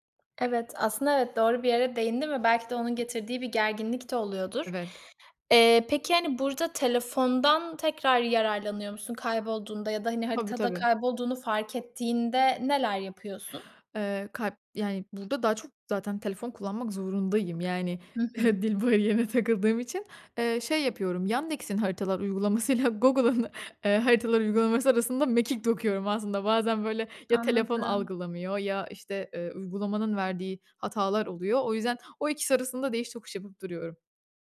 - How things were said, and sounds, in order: laughing while speaking: "dil bariyerine yerine takıldığım için"; laughing while speaking: "Google'ın, eee, haritalar uygulaması arasında mekik dokuyorum aslında. Bazen böyle"
- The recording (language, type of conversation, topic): Turkish, podcast, Telefona güvendin de kaybolduğun oldu mu?